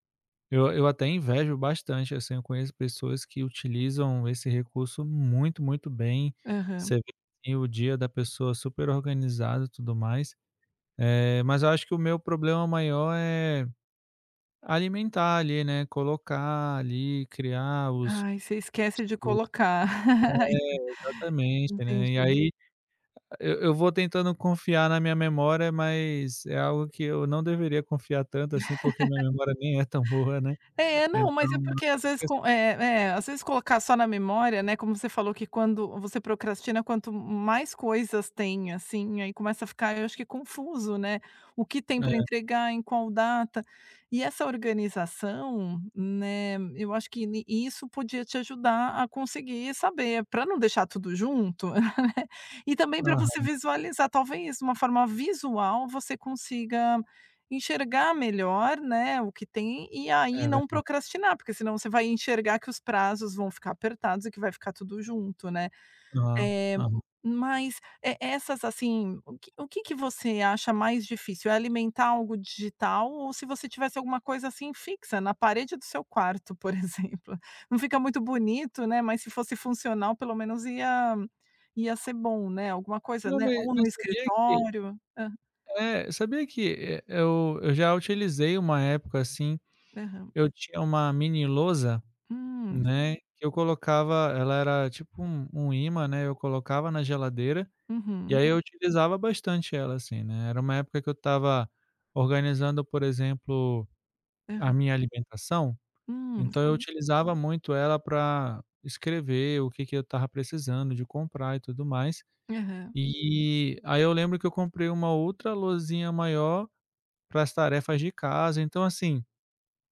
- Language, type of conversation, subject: Portuguese, advice, Como você costuma procrastinar para começar tarefas importantes?
- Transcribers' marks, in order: laugh; laugh; chuckle; other noise